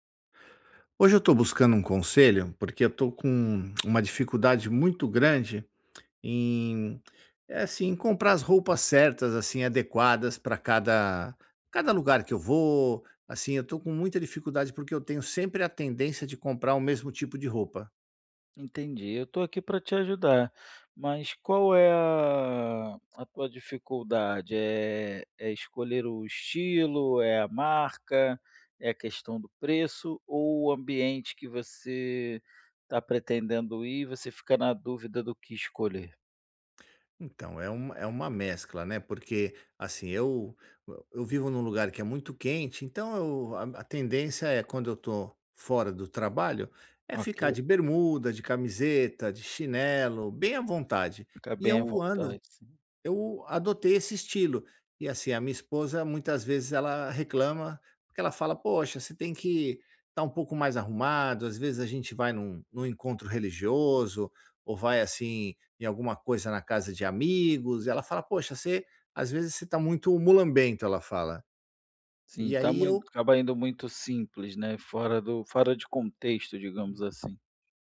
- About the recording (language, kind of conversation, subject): Portuguese, advice, Como posso encontrar roupas que me sirvam bem e combinem comigo?
- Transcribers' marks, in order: none